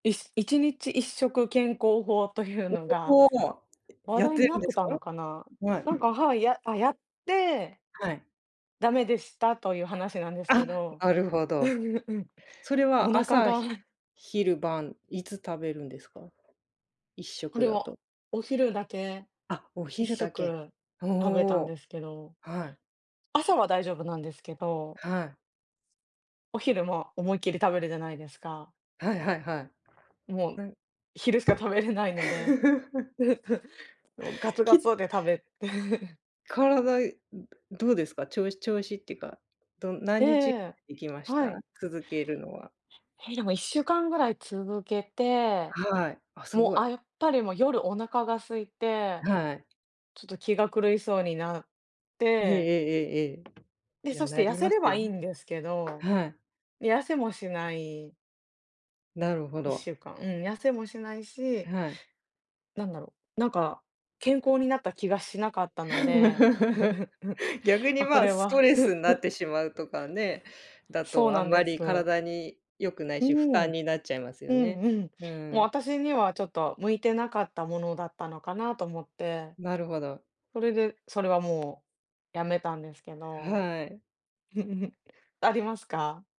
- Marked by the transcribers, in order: tapping; other noise; other background noise; giggle; laughing while speaking: "食べて"; laugh; giggle; giggle; giggle
- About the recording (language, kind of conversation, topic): Japanese, unstructured, 最近話題になっている健康法について、どう思いますか？